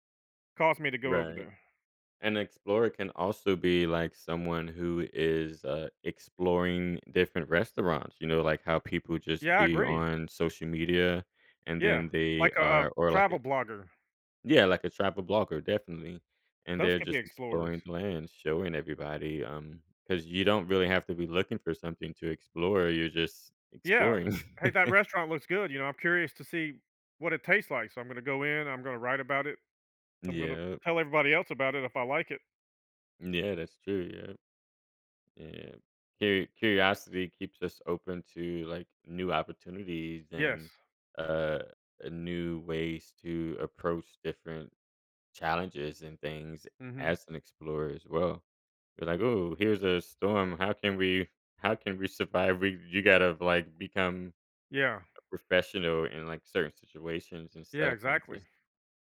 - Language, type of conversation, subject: English, unstructured, What can explorers' perseverance teach us?
- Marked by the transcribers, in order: chuckle